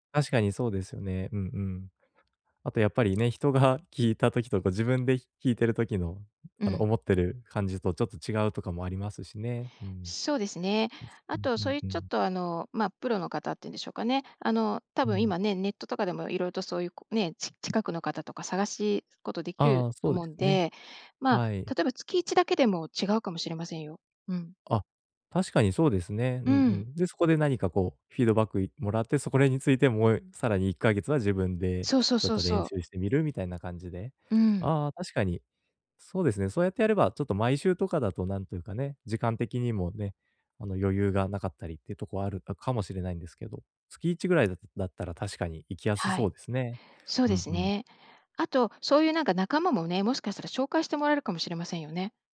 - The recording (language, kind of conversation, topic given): Japanese, advice, 短い時間で趣味や学びを効率よく進めるにはどうすればよいですか？
- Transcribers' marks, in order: other background noise; other noise; tapping